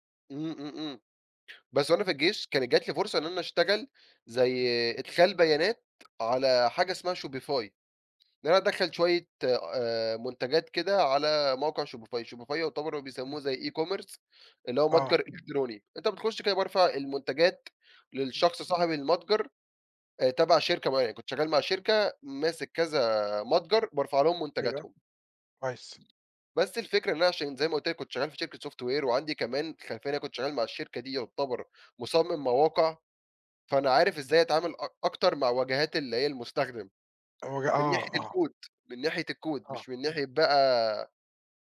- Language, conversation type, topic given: Arabic, podcast, إزاي بدأت رحلتك مع التعلّم وإيه اللي شجّعك من الأول؟
- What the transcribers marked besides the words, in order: in English: "e-commerce"; other background noise; in English: "software"; in English: "الCode"; in English: "الCode"